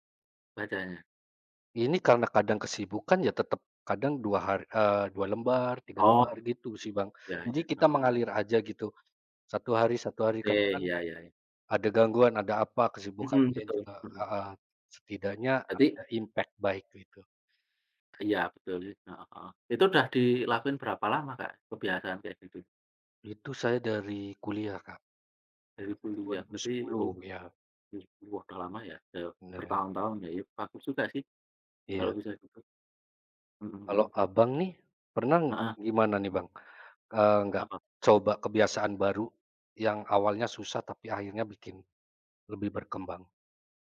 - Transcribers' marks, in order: other background noise; tapping; "pernah" said as "pernang"
- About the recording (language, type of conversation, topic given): Indonesian, unstructured, Kebiasaan harian apa yang paling membantu kamu berkembang?